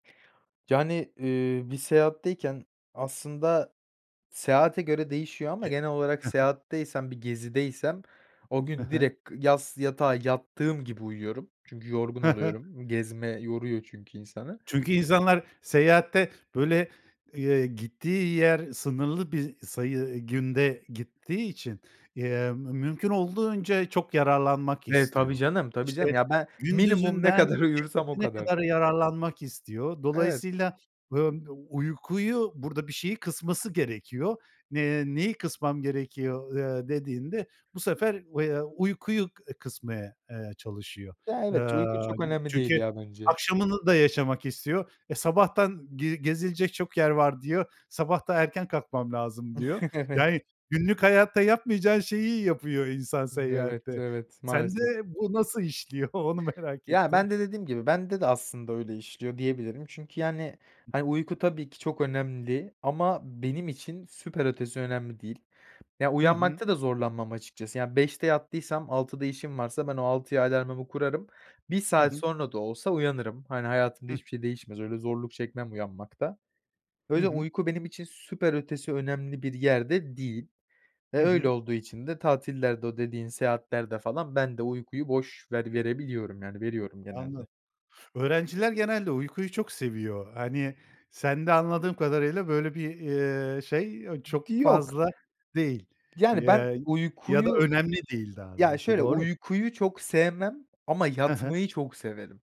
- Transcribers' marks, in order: other background noise; tapping; laughing while speaking: "uyursam"; giggle; laughing while speaking: "Evet"; laughing while speaking: "onu merak ettim"; other noise
- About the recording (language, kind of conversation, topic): Turkish, podcast, Uyumadan önce akşam rutinin nasıl oluyor?